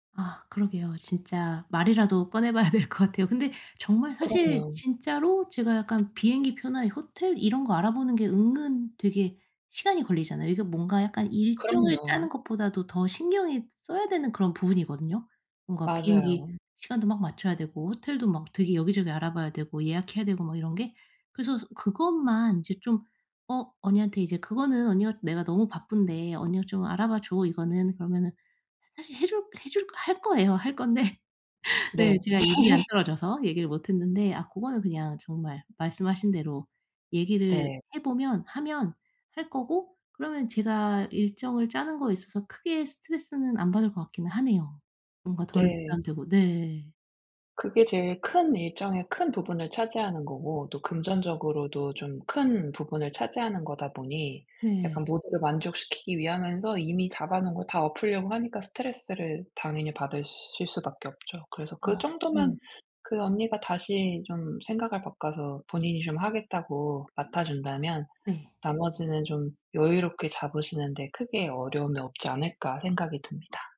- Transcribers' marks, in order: laughing while speaking: "될"; other background noise; laughing while speaking: "건데"; laugh; tapping
- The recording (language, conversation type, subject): Korean, advice, 여행 일정이 변경됐을 때 스트레스를 어떻게 줄일 수 있나요?